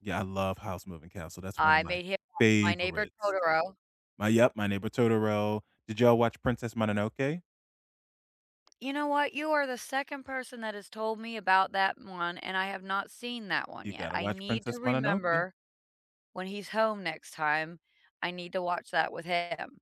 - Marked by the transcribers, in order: stressed: "favorites"; tapping
- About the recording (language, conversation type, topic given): English, unstructured, How do you decide what to watch next in a way that makes it a fun, shared decision?
- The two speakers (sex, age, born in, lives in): female, 45-49, United States, United States; male, 35-39, United States, United States